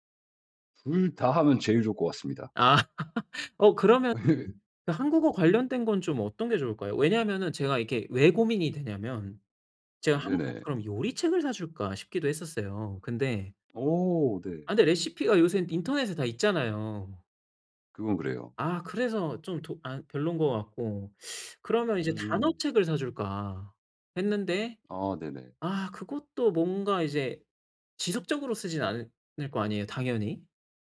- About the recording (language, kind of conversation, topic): Korean, advice, 누군가에게 줄 선물을 고를 때 무엇을 먼저 고려해야 하나요?
- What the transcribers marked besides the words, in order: laugh; other background noise; in English: "레시피가"